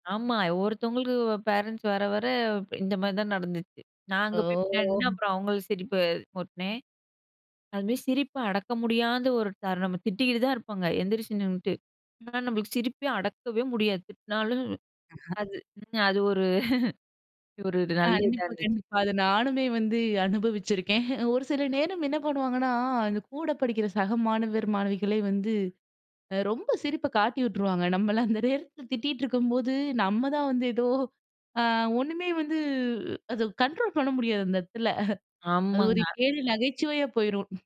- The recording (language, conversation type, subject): Tamil, podcast, பள்ளிக்கால நினைவுகளில் உனக்கு பிடித்தது என்ன?
- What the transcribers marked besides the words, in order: in English: "பேரன்ட்ஸ்"; drawn out: "ஓ!"; chuckle; laughing while speaking: "அது அது ஒரு ஒரு நல்ல இதா இருந்துச்சு"; laughing while speaking: "கண்டிப்பா, கண்டிப்பா. அத நானுமே வந்து … கேலி நகைச்சுவையா போயிரும்"; in English: "கண்ட்ரோல்"; drawn out: "ஆமாங்க"